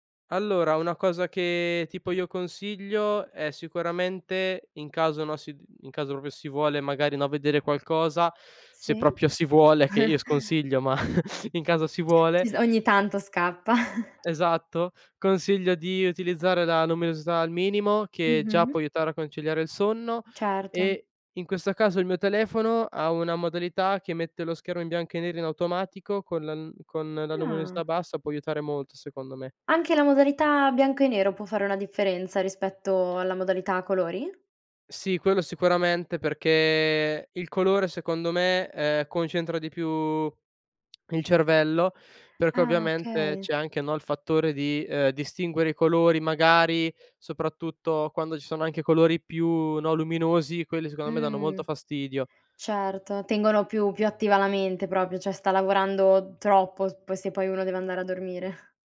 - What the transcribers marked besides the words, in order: "proprio" said as "propio"; "proprio" said as "propio"; chuckle; chuckle; tapping; "luminosità" said as "numinosità"; "secondo" said as "secono"; "proprio" said as "propio"; "cioè" said as "ceh"; chuckle
- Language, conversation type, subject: Italian, podcast, Cosa fai per calmare la mente prima di dormire?